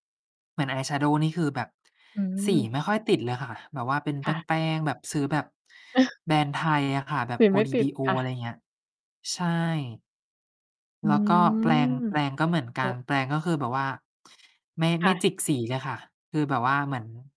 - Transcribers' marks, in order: sniff
- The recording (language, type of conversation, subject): Thai, unstructured, เวลาคุณรู้สึกเครียด คุณทำอย่างไรถึงจะผ่อนคลาย?